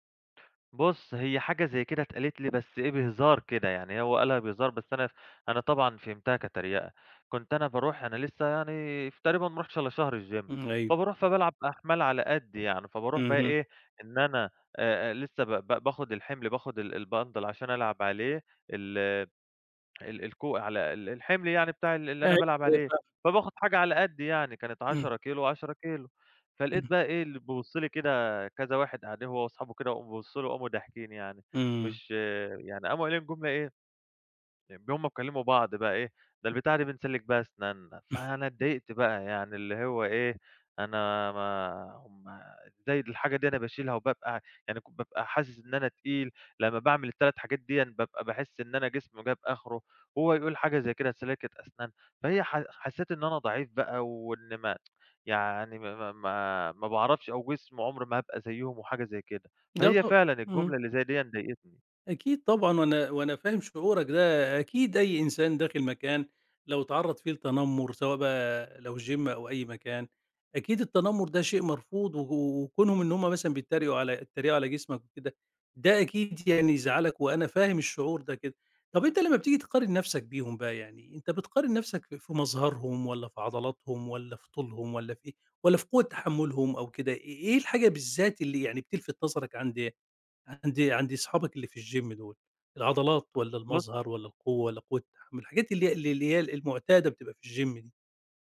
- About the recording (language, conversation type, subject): Arabic, advice, إزاي بتتجنب إنك تقع في فخ مقارنة نفسك بزمايلك في التمرين؟
- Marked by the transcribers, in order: in English: "الgym"; in English: "الBundle"; unintelligible speech; chuckle; tsk; unintelligible speech; in English: "gym"; in English: "الgym"; in English: "الgym"